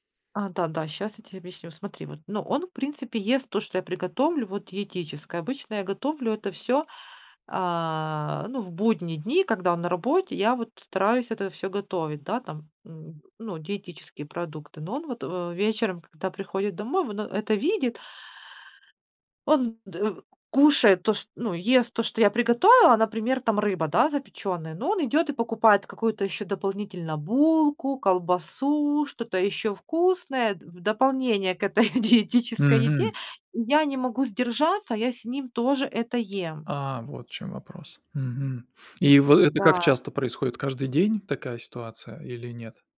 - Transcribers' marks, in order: tapping; laughing while speaking: "к этой диетической"
- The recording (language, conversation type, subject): Russian, advice, Как решить конфликт с партнёром из-за разных пищевых привычек?